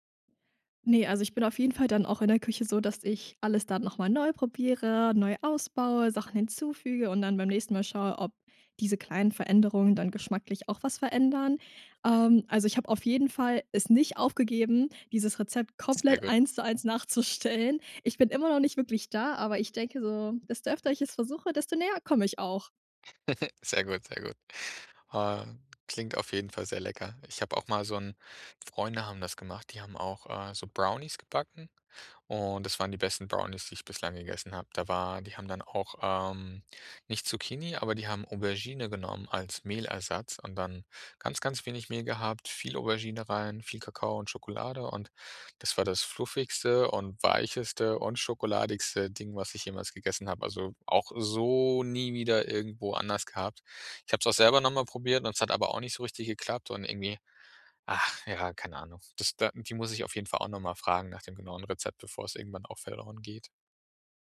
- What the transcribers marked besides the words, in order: joyful: "neu probiere, neu ausbaue, Sachen hinzufüge"; other background noise; laughing while speaking: "nachzustellen"; anticipating: "desto näher"; giggle; stressed: "so"; put-on voice: "ach ja"
- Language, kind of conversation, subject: German, podcast, Gibt es ein verlorenes Rezept, das du gerne wiederhättest?